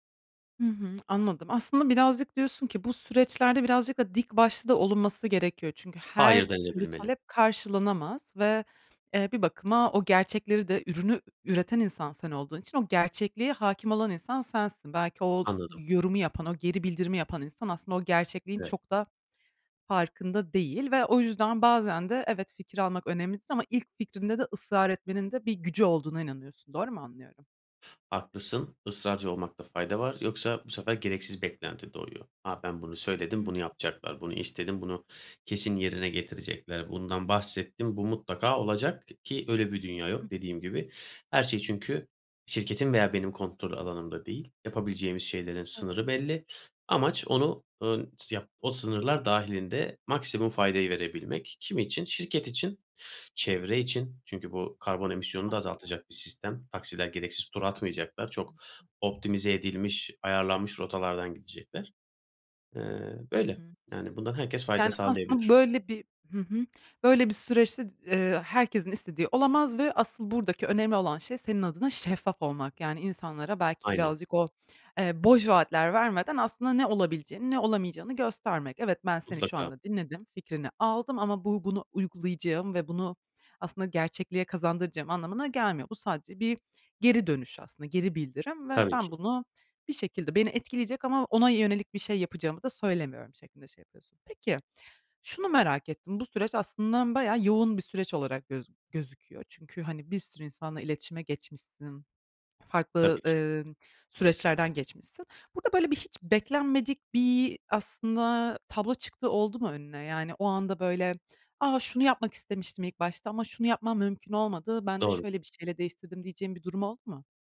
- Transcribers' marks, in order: unintelligible speech; other background noise; unintelligible speech; tapping
- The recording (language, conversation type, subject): Turkish, podcast, İlk fikrinle son ürün arasında neler değişir?